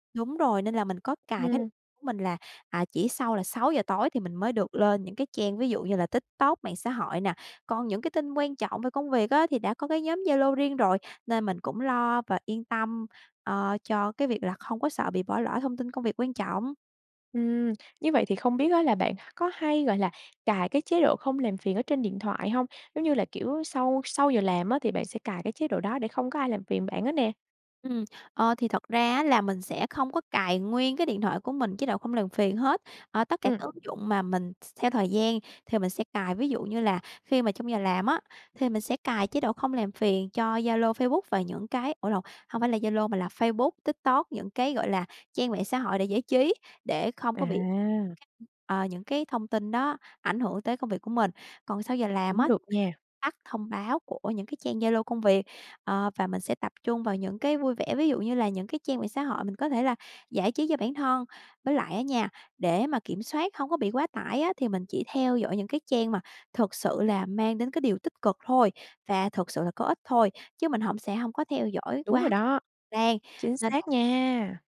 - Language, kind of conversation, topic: Vietnamese, podcast, Bạn đối phó với quá tải thông tin ra sao?
- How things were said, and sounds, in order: unintelligible speech; unintelligible speech; tapping